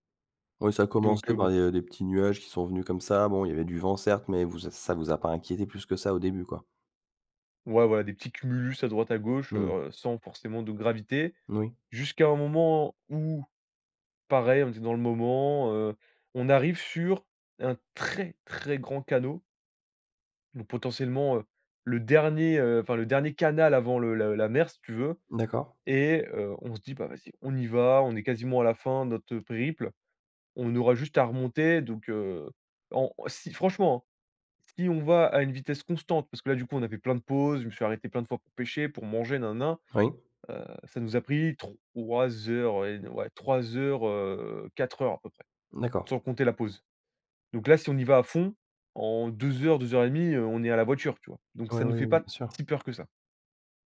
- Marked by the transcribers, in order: stressed: "très, très"; drawn out: "heu"; other background noise
- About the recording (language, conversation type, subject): French, podcast, As-tu déjà été perdu et un passant t’a aidé ?